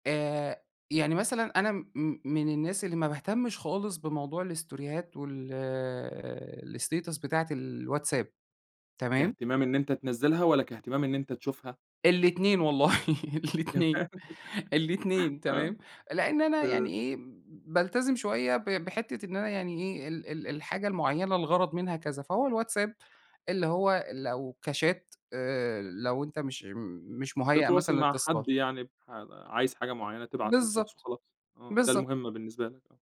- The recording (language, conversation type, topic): Arabic, podcast, إيه اللي بيحصل لما الناس تبعت ستاتوسات بدل ما تتكلم مباشرة؟
- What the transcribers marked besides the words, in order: in English: "الاستوريهات"; in English: "الstatus"; laughing while speaking: "الاتنين"; laughing while speaking: "كمان؟ آه"; in English: "كchat"